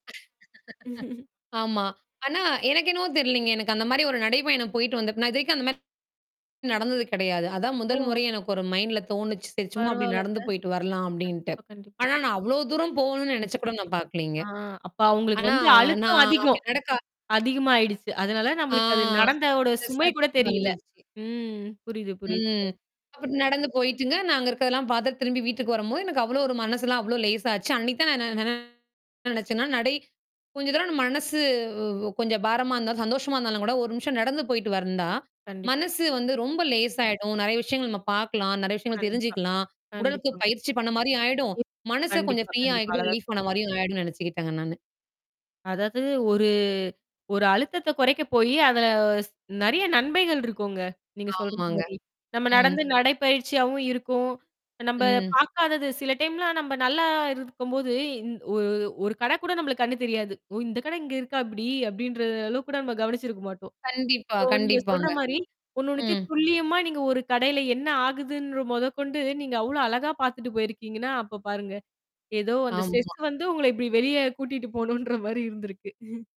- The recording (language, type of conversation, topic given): Tamil, podcast, அழுத்தம் வந்தால் அதை நீங்கள் பொதுவாக எப்படி சமாளிப்பீர்கள்?
- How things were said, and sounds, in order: other noise; laugh; distorted speech; in English: "மைண்ட்ல"; other background noise; static; drawn out: "ஆ"; unintelligible speech; tapping; in English: "ஃப்ரீயா"; in English: "ரிலீஃப்"; in English: "டைம்லாம்"; in English: "சோ"; in English: "ஸ்ட்ரெஸ்"; laughing while speaking: "வெளிய கூட்டிட்டு போணுன்ற மாரி இருந்திருக்கு"